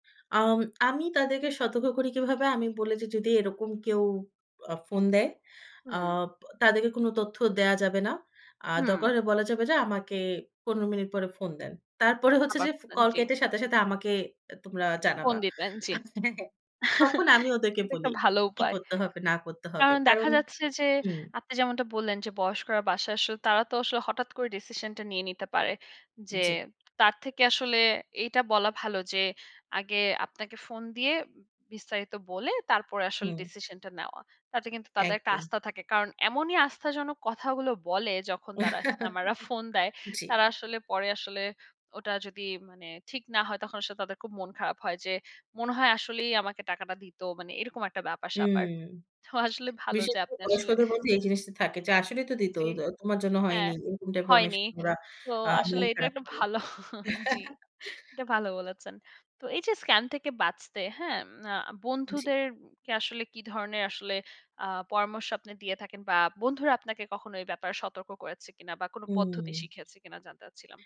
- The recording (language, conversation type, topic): Bengali, podcast, নেট স্ক্যাম চিনতে তোমার পদ্ধতি কী?
- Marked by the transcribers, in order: other background noise; chuckle; laughing while speaking: "হ্যাঁ"; chuckle; laughing while speaking: "তো আসলে"; laughing while speaking: "ভালো"; chuckle